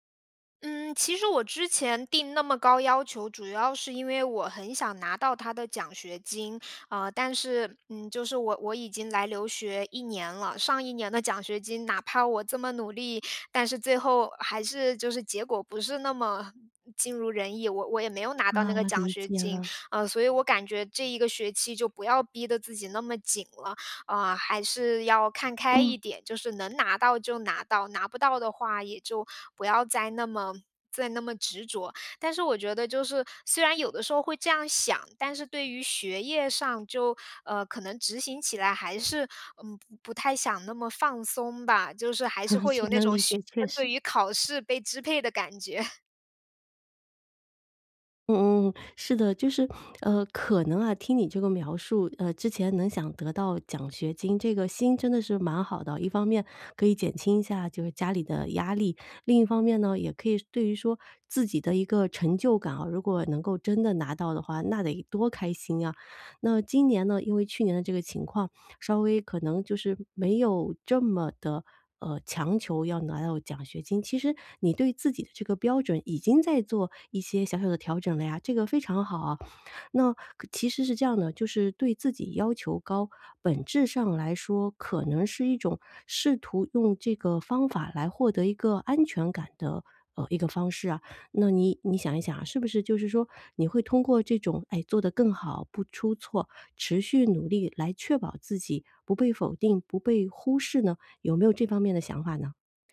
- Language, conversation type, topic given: Chinese, advice, 我对自己要求太高，怎样才能不那么累？
- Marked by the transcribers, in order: joyful: "那么尽如人意"; chuckle; laughing while speaking: "是能理解，确实"; joyful: "感觉"; chuckle